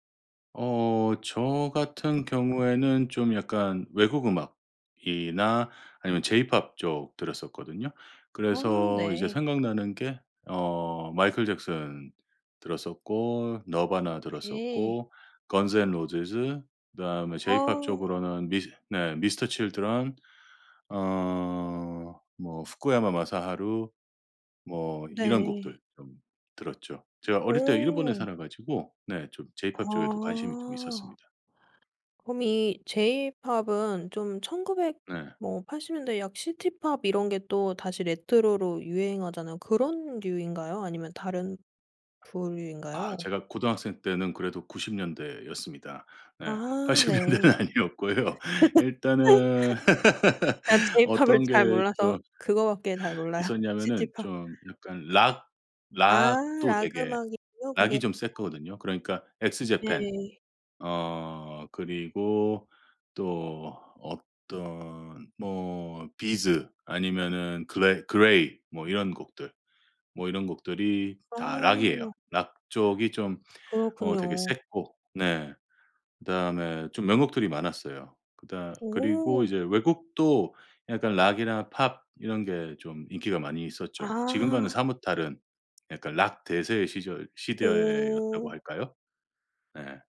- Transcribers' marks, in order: other background noise; tapping; laugh; laughing while speaking: "제가 제이팝을"; laughing while speaking: "팔십 년대는 아니었고요"; laugh; laughing while speaking: "몰라요"
- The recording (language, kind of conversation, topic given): Korean, podcast, 어릴 때 들었던 노래 중 아직도 기억나는 곡이 있나요?